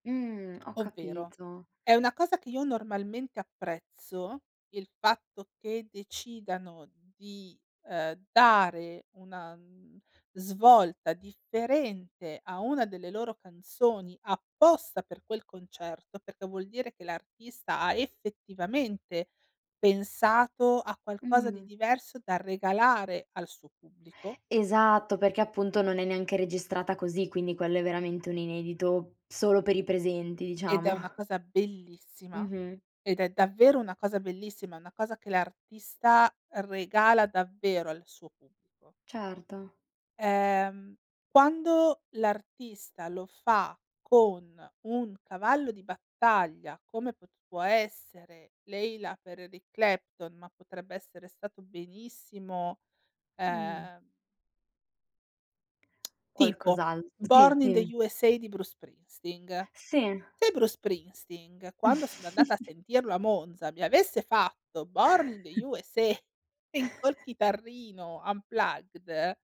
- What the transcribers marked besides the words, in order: tapping; laughing while speaking: "diciamo"; lip smack; other background noise; chuckle; chuckle; laughing while speaking: "USA"; chuckle; in English: "unplugged"
- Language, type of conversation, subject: Italian, podcast, In che modo cambia una canzone ascoltata dal vivo rispetto alla versione registrata?